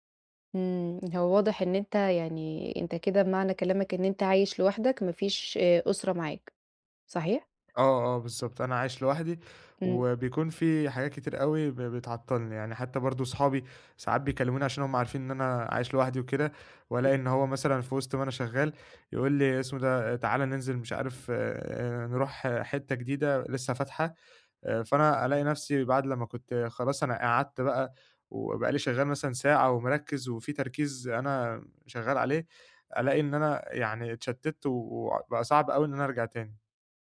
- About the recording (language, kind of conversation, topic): Arabic, advice, إزاي أتعامل مع الانقطاعات والتشتيت وأنا مركز في الشغل؟
- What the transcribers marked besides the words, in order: tapping; unintelligible speech